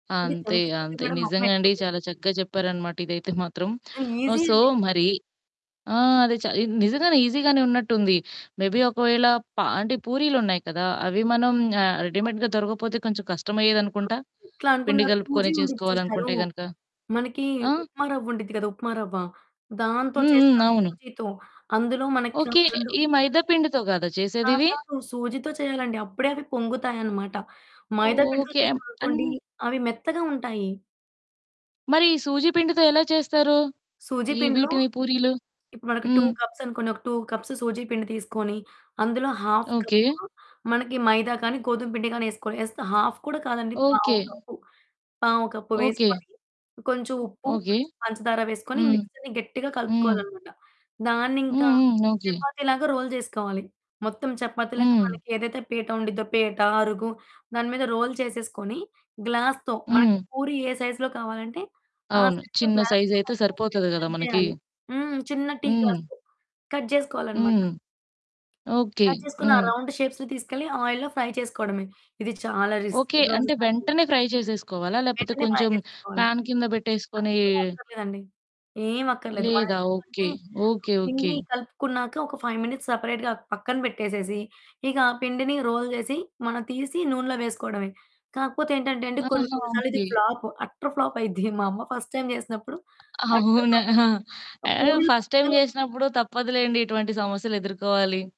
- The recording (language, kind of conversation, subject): Telugu, podcast, జంక్ ఫుడ్ తినాలని అనిపించినప్పుడు మీరు దాన్ని ఎలా ఎదుర్కొంటారు?
- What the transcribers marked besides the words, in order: distorted speech; in English: "ఈజీ"; in English: "సో"; in English: "ఈజీగానే"; in English: "మేబీ"; in English: "రెడీమేడ్‌గా"; static; in English: "సూజీ"; in English: "సూజీతో"; other background noise; in English: "సూజీతో"; in English: "సూజీ"; in English: "సూజీ"; in English: "టూ కప్స్"; in English: "టూ కప్స్ సూజీ"; in English: "హాఫ్"; in English: "హాల్ఫ్"; in English: "మిక్స్‌చర్‌ని"; in English: "రోల్"; in English: "రోల్"; in English: "గ్లాస్‌తో"; in English: "సైజ్‌లో"; in English: "సైజ్‌లో గ్లాస్‌తో"; in English: "కట్"; in English: "గ్లాస్‌తో కట్"; tapping; in English: "కట్"; in English: "రౌండ్ షేప్స్‌ని"; in English: "ఆయిల్‌లో ఫ్రై"; in English: "రిస్కీ ప్రాసెస్"; in English: "ఫ్రై"; in English: "ఫ్రై"; in English: "ఫ్యాన్"; in English: "ఫైవ్ మినిట్స్ సెపరేట్‌గా"; in English: "రోల్"; in English: "ఫ్లాప్, అట్టర్ ఫ్లాప్"; laughing while speaking: "అయ్యిద్ది"; in English: "ఫస్ట్ టైమ్"; laughing while speaking: "అవునా!"; in English: "అట్టర్ ఫ్లాప్"; in English: "ఫస్ట్ టైమ్"